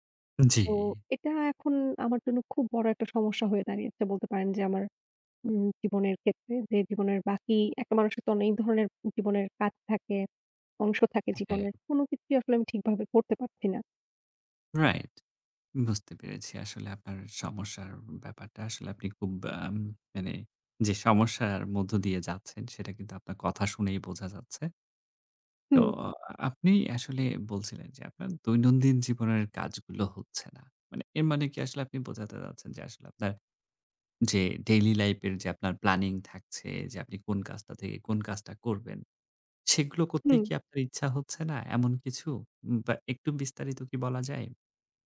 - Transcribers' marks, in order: other background noise
- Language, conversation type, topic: Bengali, advice, দৈনন্দিন রুটিনে আগ্রহ হারানো ও লক্ষ্য স্পষ্ট না থাকা